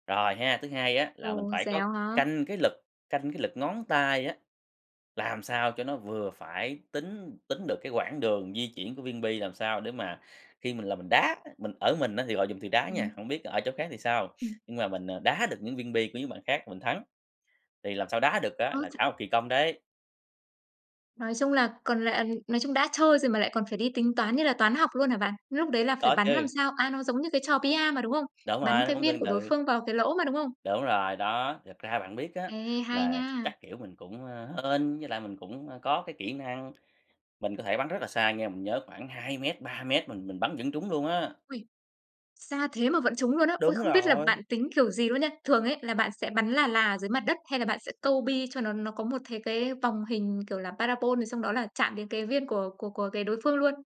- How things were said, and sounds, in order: tapping; other background noise
- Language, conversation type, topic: Vietnamese, podcast, Hồi nhỏ, bạn và đám bạn thường chơi những trò gì?